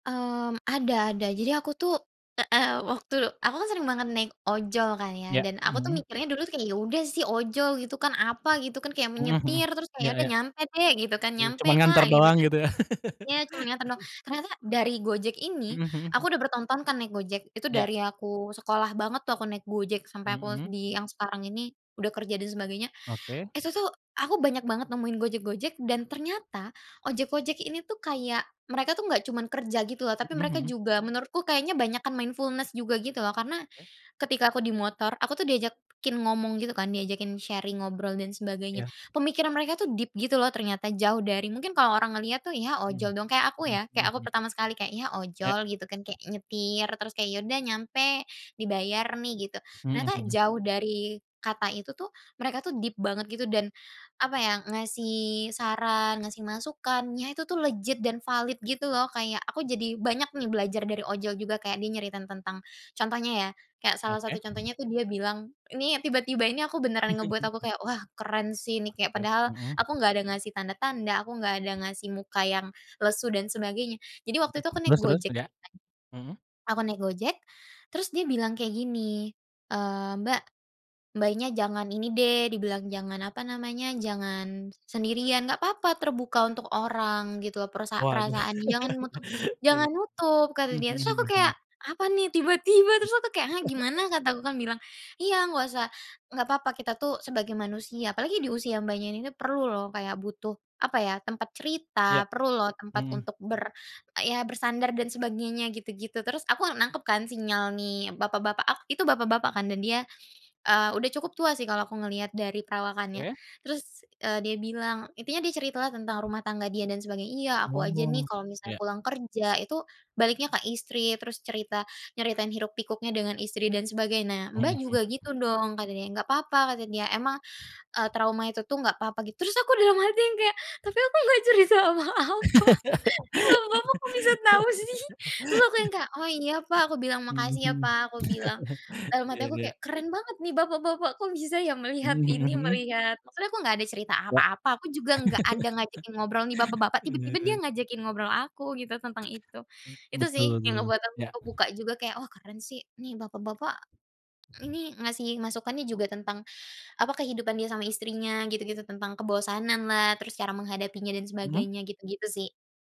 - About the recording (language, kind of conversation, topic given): Indonesian, podcast, Pernahkah kamu menerima kebaikan tak terduga dari orang asing, dan bagaimana ceritanya?
- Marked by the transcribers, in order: unintelligible speech; laugh; in English: "mindfulness"; tapping; in English: "sharing"; in English: "deep"; in English: "deep"; chuckle; laugh; laugh; laughing while speaking: "tapi aku nggak cerita apa-apa, ini bapak-bapak kok bisa tahu sih"; laugh; laugh; laugh; unintelligible speech